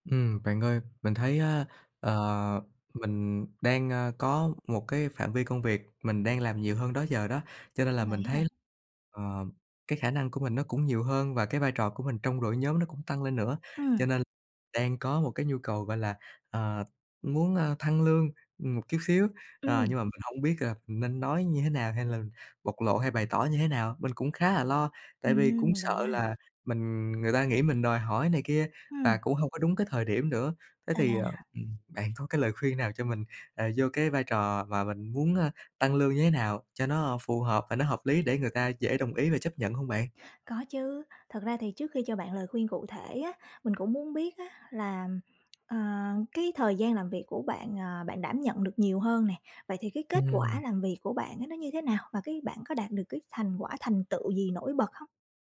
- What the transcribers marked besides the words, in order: tapping
- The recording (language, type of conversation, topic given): Vietnamese, advice, Bạn lo lắng điều gì khi đề xuất tăng lương hoặc thăng chức?